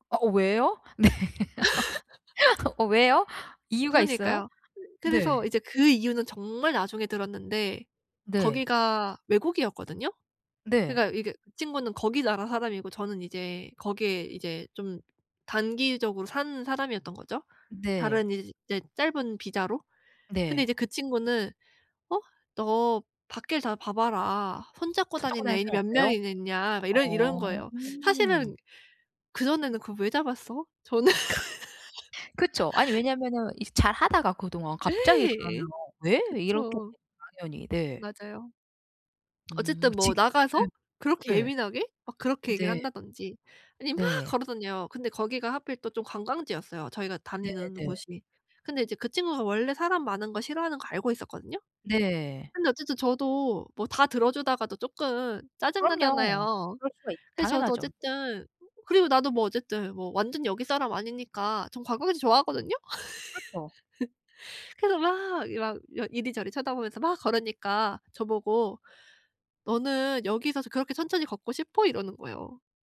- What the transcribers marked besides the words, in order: laughing while speaking: "네"; laugh; other background noise; laugh; laughing while speaking: "저는"; laugh; lip smack; laugh
- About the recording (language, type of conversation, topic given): Korean, advice, 전 애인과 헤어진 뒤 감정적 경계를 세우며 건강한 관계를 어떻게 시작할 수 있을까요?